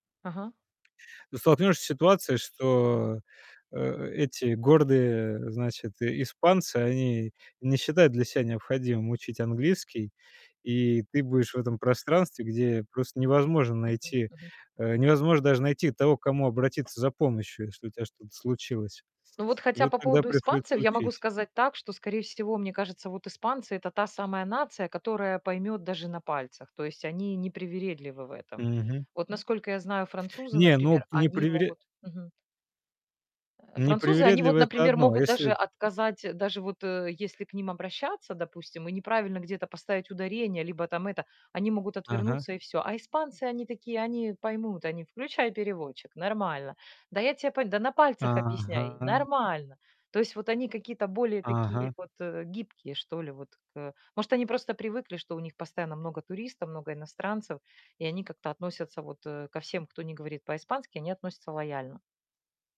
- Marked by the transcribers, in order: distorted speech
- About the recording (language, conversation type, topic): Russian, podcast, Как миграция или поездки повлияли на твоё самоощущение?